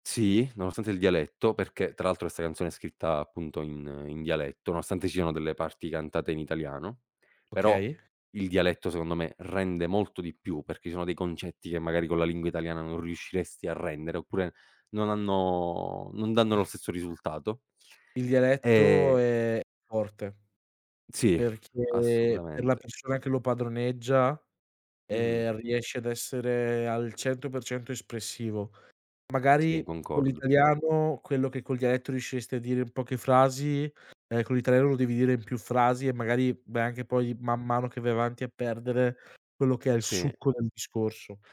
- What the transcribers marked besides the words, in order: other noise; tapping
- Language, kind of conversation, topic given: Italian, podcast, Qual è stata la prima canzone che ti ha cambiato la vita?